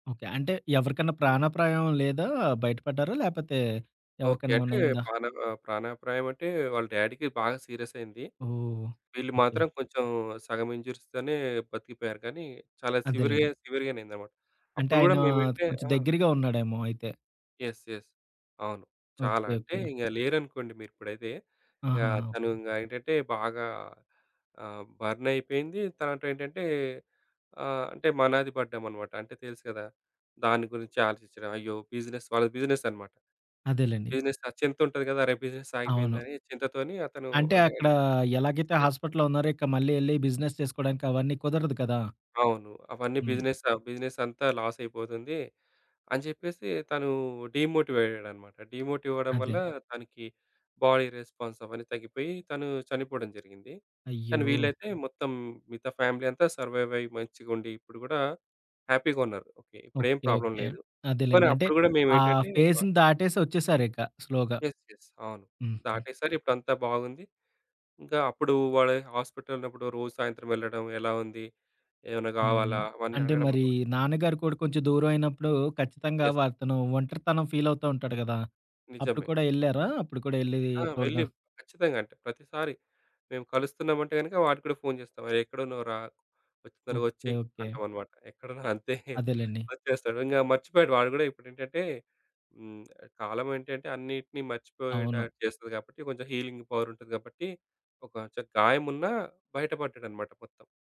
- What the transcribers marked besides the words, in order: other background noise; in English: "డాడీ‌కి"; in English: "సీరియస్"; in English: "ఇన్‌జ్యూరీస్‌తోనే"; in English: "సివేర్ సివియర్‌గానే"; in English: "యెస్. యెస్"; in English: "బిజినెస్"; in English: "యెస్"; in English: "బిజినెస్"; in English: "బిజినెస్"; in English: "బాడీ రెస్పాన్స్"; in English: "ఫ్యామిలీ"; in English: "ప్రాబ్లమ్"; in English: "ఫేస్‌ని"; in English: "యెస్. యెస్"; in English: "స్లోగా"; in English: "యెస్"; laughing while speaking: "ఎక్కడువు అంతే"; in English: "హీలింగ్"
- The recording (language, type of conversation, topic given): Telugu, podcast, రేడియో వినడం, స్నేహితులతో పక్కాగా సమయం గడపడం, లేక సామాజిక మాధ్యమాల్లో ఉండడం—మీకేం ఎక్కువగా ఆకర్షిస్తుంది?